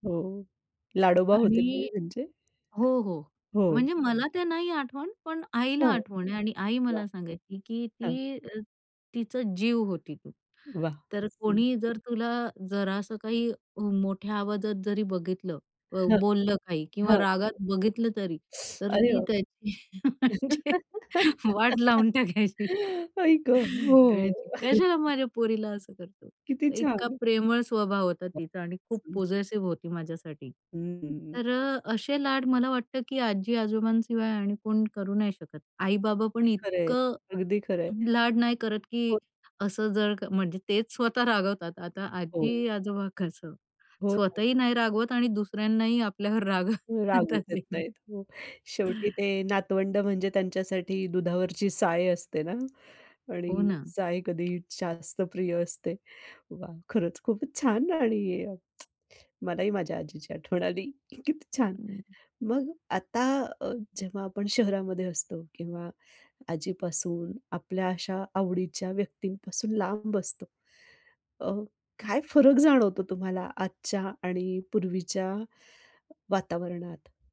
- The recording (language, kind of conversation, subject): Marathi, podcast, वयोवृद्धांना तुम्ही कसा सन्मान देता, आणि तुमचा अनुभव काय आहे?
- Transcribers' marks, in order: tapping; other background noise; laughing while speaking: "त्याची म्हणजे वाट लावून टाकायची"; teeth sucking; chuckle; laughing while speaking: "आई गं! हो"; chuckle; in English: "पोजेसिव्ह"; laughing while speaking: "रागवू देत नाही"; lip smack